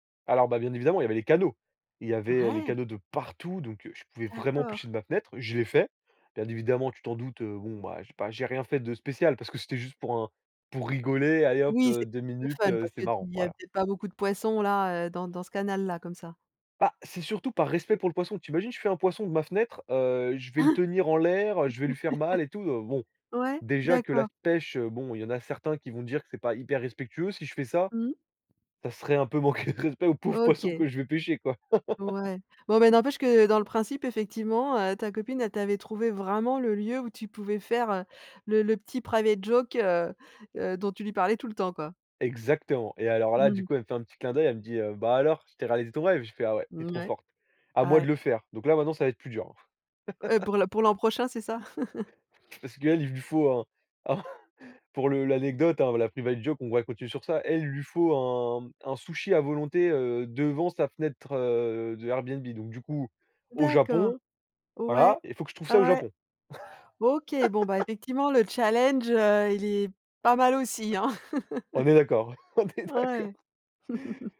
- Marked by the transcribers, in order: stressed: "canaux"; stressed: "partout"; unintelligible speech; other background noise; chuckle; laughing while speaking: "manquer de respect au pauvre poisson que je vais pêcher, quoi"; chuckle; stressed: "vraiment"; in English: "private joke"; chuckle; laughing while speaking: "un"; in English: "private joke"; chuckle; tapping; chuckle; laughing while speaking: "on est d'accord"; chuckle
- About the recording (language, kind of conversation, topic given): French, podcast, Raconte-nous une aventure qui t’a vraiment marqué(e) ?